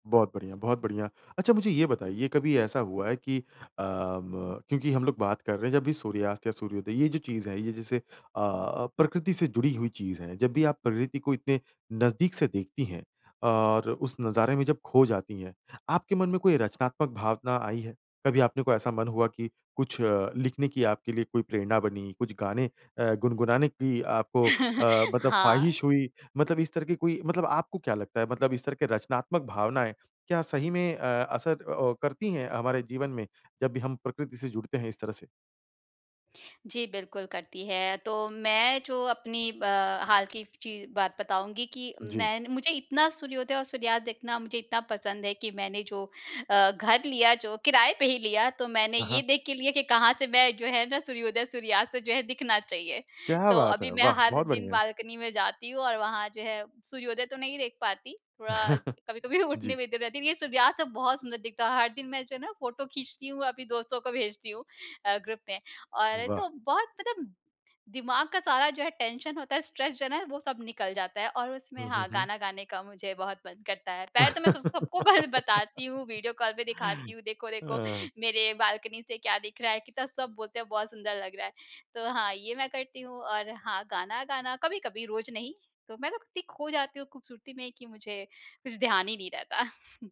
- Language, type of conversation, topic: Hindi, podcast, सूर्यास्त देखते वक्त तुम्हारे मन में क्या ख्याल आते हैं?
- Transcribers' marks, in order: laugh; laughing while speaking: "कभी-कभी"; chuckle; tapping; laugh; chuckle; chuckle